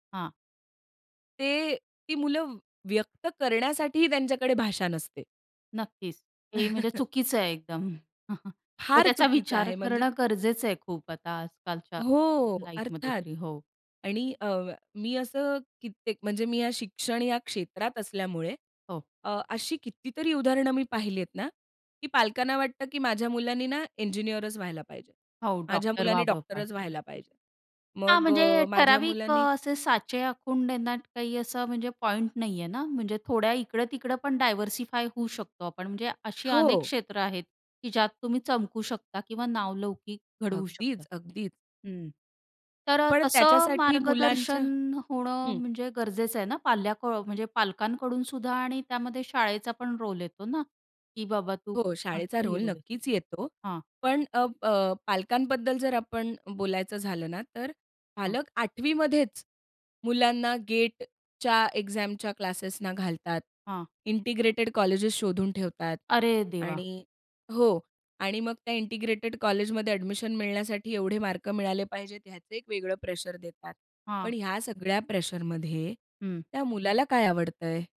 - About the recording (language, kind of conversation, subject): Marathi, podcast, पालकांच्या करिअरविषयक अपेक्षा मुलांच्या करिअर निवडीवर कसा परिणाम करतात?
- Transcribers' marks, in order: chuckle; in English: "लाईफमध्ये"; tapping; other background noise; in English: "डायव्हर्सिफाय"; other noise; in English: "रोल"; in English: "रोल"; in English: "रोल"; in English: "एक्झामच्या क्लासेसना"; in English: "इंटिग्रेटेड"; in English: "इंटिग्रेटेड"